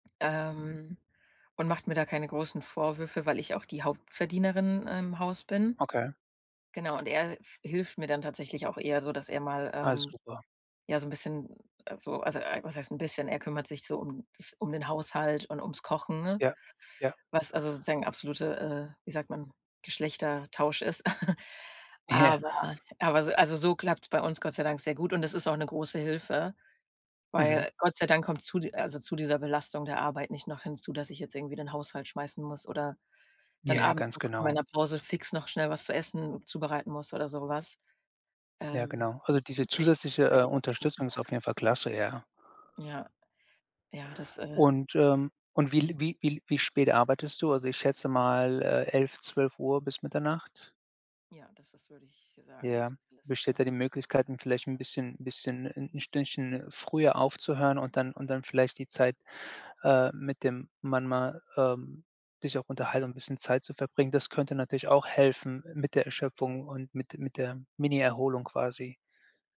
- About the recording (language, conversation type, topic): German, advice, Wie kann ich nach der Arbeit besser abschalten, wenn ich reizbar und erschöpft bin und keine Erholung finde?
- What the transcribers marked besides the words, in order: tapping; other background noise; chuckle; laughing while speaking: "Ja"; unintelligible speech